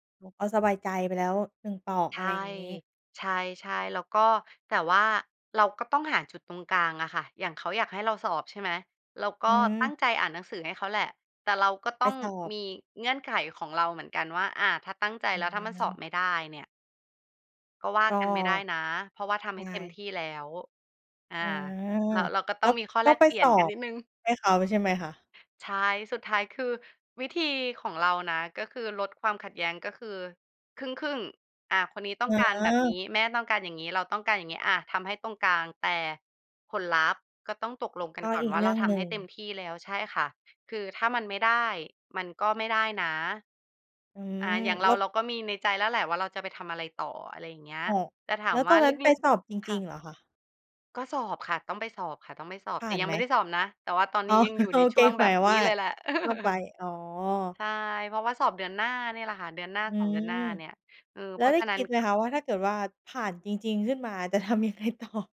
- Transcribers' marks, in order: laughing while speaking: "อ๋อ"; laugh; laughing while speaking: "จะทำยังไงต่อ ?"
- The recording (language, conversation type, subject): Thai, podcast, ควรทำอย่างไรเมื่อความคาดหวังของคนในครอบครัวไม่ตรงกัน?